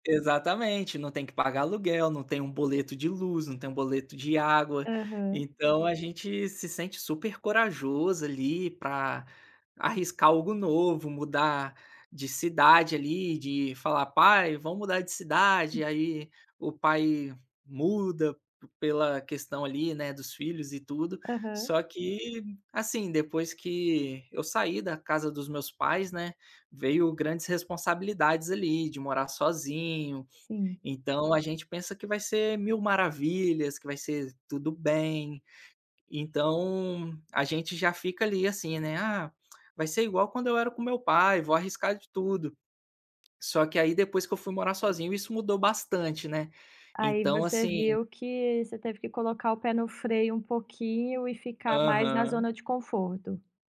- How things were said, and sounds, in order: tapping
- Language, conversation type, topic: Portuguese, podcast, Como você decide entre a segurança e o risco de tentar algo novo?